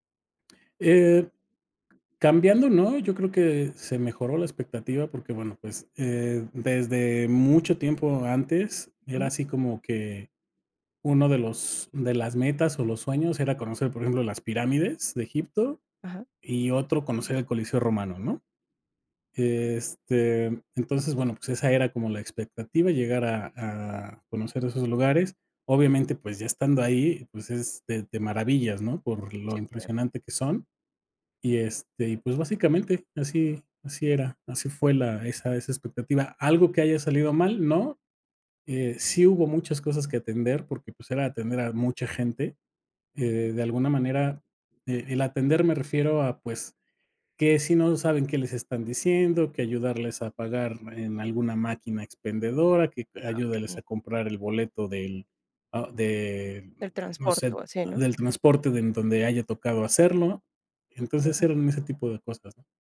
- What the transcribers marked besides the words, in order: tapping
- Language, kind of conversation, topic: Spanish, podcast, ¿Qué viaje te cambió la vida y por qué?